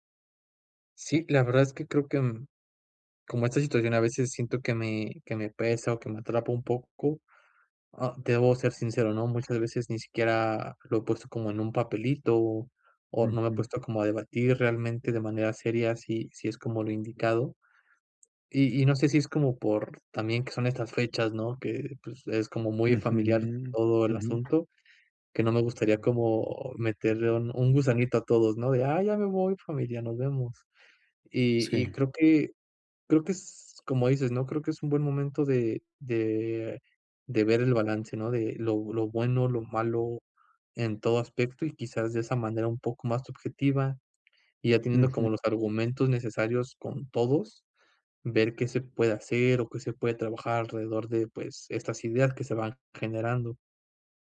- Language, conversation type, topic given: Spanish, advice, ¿Cómo decido si pedir consejo o confiar en mí para tomar una decisión importante?
- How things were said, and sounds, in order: none